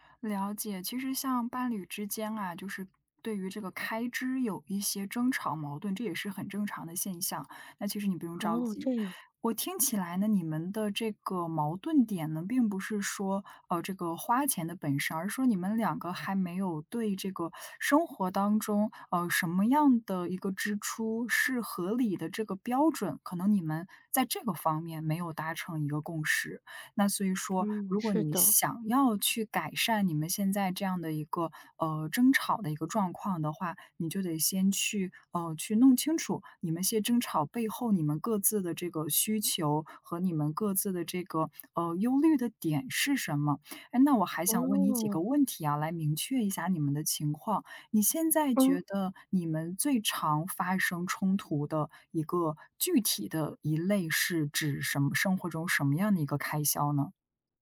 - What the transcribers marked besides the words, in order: other background noise
- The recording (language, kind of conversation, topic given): Chinese, advice, 你和伴侣因日常开支意见不合、总是争吵且难以达成共识时，该怎么办？